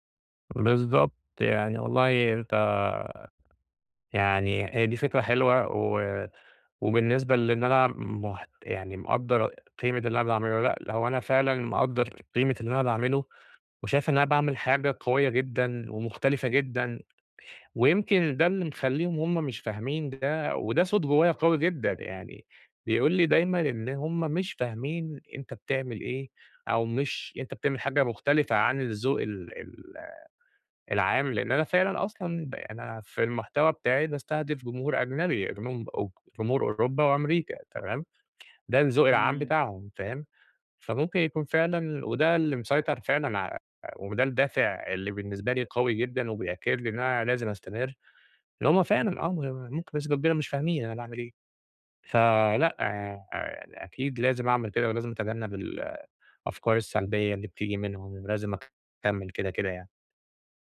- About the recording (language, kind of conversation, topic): Arabic, advice, إزاي الرفض أو النقد اللي بيتكرر خلاّك تبطل تنشر أو تعرض حاجتك؟
- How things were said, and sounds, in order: tapping; unintelligible speech; other background noise